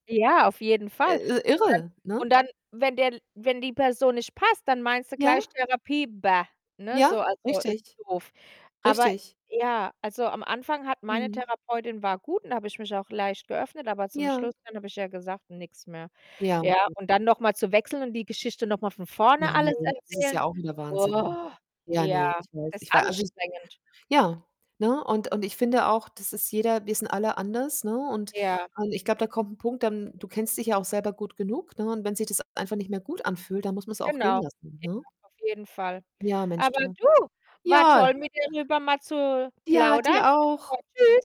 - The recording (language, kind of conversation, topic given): German, unstructured, Warum fällt es dir schwer, manche alten Situationen loszulassen?
- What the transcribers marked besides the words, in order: distorted speech; other noise